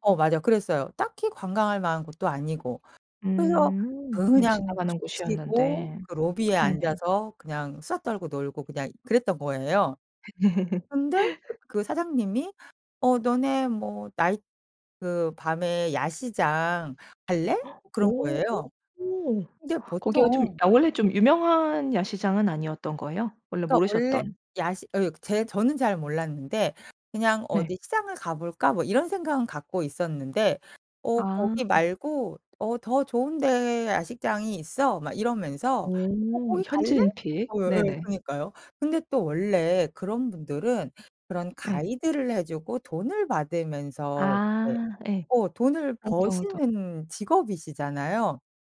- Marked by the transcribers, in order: laugh; gasp; other background noise; put-on voice: "어 거기 갈래?"
- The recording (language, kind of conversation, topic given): Korean, podcast, 뜻밖의 친절을 받은 적이 있으신가요?